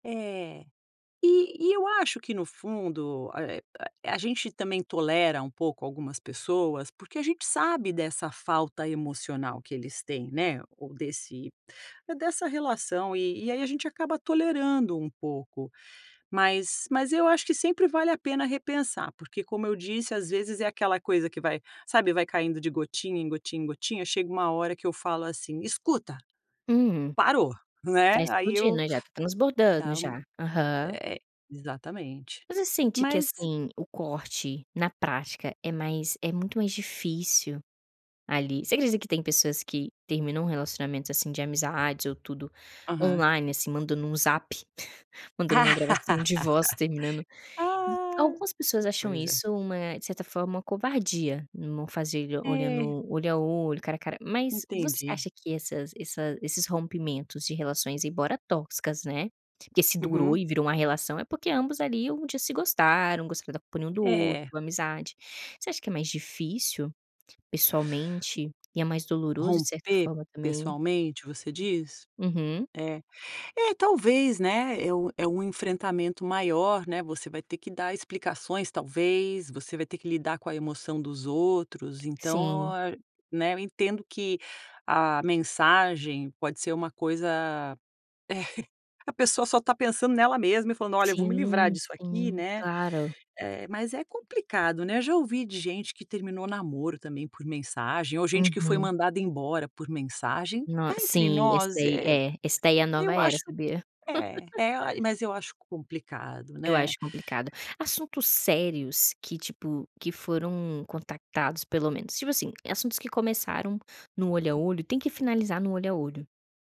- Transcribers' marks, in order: tapping; chuckle; laugh; chuckle; laugh
- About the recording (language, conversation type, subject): Portuguese, podcast, Como decidir se é hora de cortar relações com pessoas tóxicas?